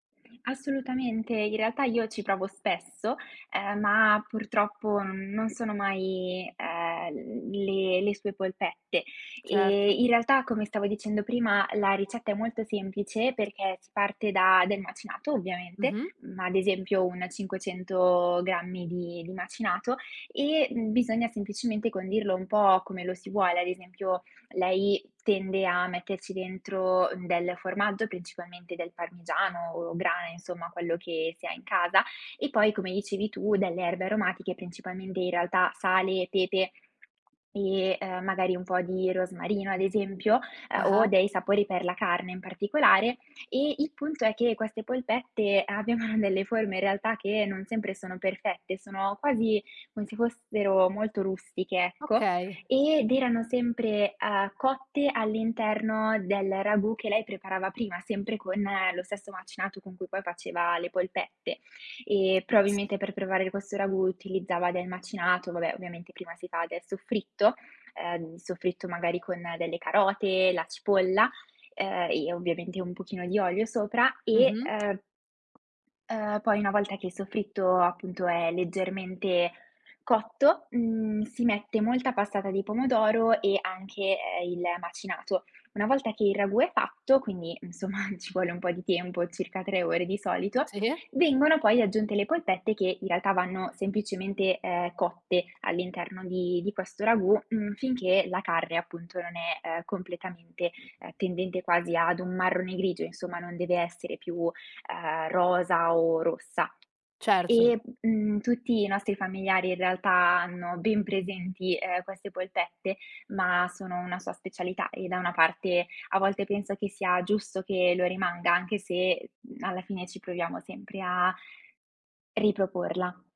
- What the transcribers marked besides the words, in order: other background noise; laughing while speaking: "abbiano"; "preparare" said as "preprare"; tapping; laughing while speaking: "insomma"
- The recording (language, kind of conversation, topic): Italian, podcast, Come gestisci le ricette tramandate di generazione in generazione?